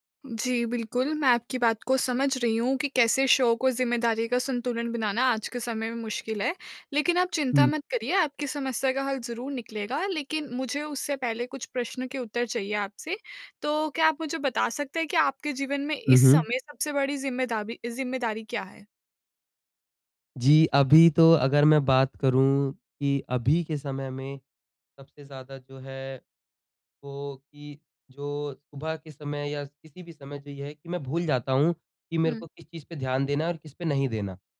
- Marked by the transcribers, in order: in English: "शो"
- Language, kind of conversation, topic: Hindi, advice, मैं अपने शौक और घर की जिम्मेदारियों के बीच संतुलन कैसे बना सकता/सकती हूँ?